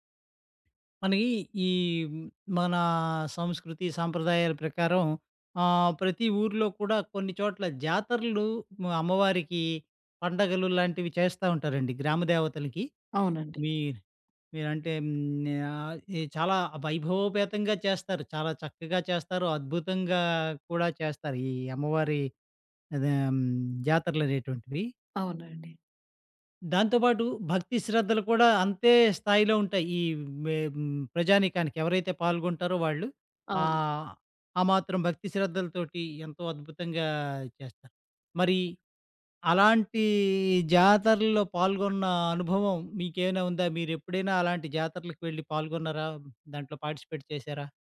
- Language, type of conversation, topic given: Telugu, podcast, మీ ఊర్లో జరిగే జాతరల్లో మీరు ఎప్పుడైనా పాల్గొన్న అనుభవం ఉందా?
- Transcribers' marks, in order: other background noise; in English: "పార్టిసిపేట్"